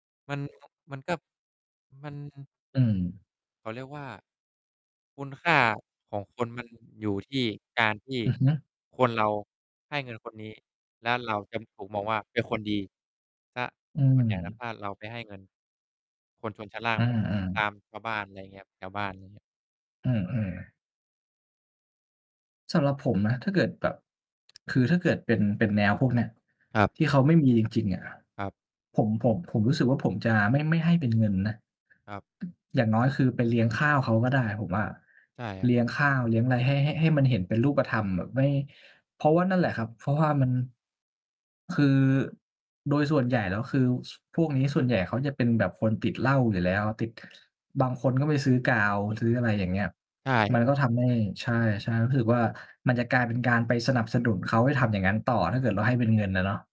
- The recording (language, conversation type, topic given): Thai, unstructured, ทำไมบางคนถึงยังมองว่าคนจนไม่มีคุณค่า?
- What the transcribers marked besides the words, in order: mechanical hum; distorted speech; other background noise; tapping